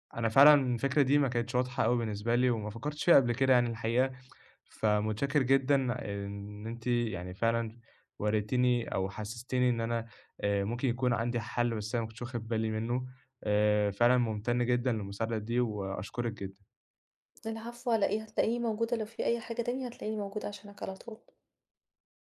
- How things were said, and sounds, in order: none
- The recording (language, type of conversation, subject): Arabic, advice, إزاي عدم وضوح الأولويات بيشتّت تركيزي في الشغل العميق؟